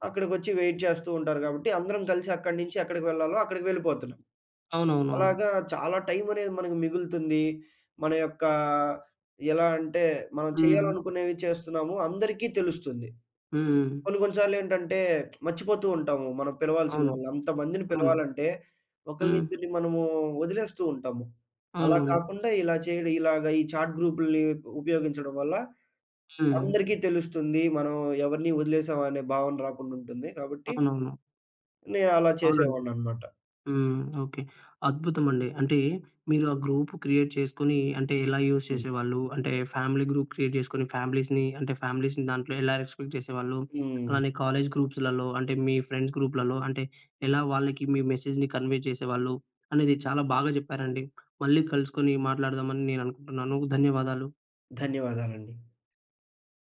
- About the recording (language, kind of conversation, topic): Telugu, podcast, మీరు చాట్‌గ్రూప్‌ను ఎలా నిర్వహిస్తారు?
- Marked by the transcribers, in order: in English: "వైట్"; lip smack; in English: "చాట్ గ్రూప్‌లని"; in English: "గ్రూప్ క్రియేట్"; in English: "యూజ్"; in English: "ఫ్యామిలీ గ్రూప్ క్రియేట్"; in English: "ఫ్యామిలీస్‌ని"; in English: "ఫ్యామిలీస్‌ని"; in English: "ఎగ్జిక్యూట్"; in English: "ఫ్రెండ్స్"; in English: "మెసేజ్‌ని కన్వే"